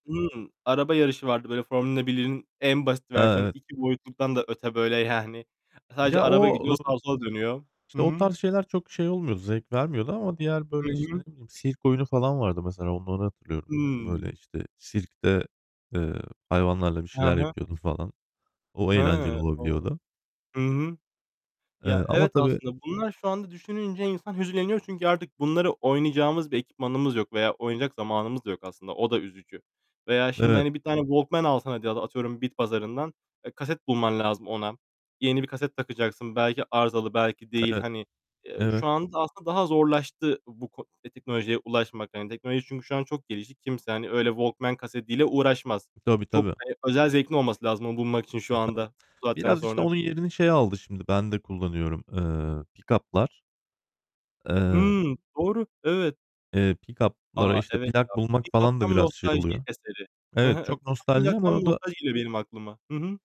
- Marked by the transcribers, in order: other background noise; laughing while speaking: "yani"; tapping; distorted speech; static
- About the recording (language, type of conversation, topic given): Turkish, unstructured, Nostalji bazen seni neden hüzünlendirir?
- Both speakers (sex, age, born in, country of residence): male, 25-29, Turkey, Germany; male, 35-39, Turkey, Germany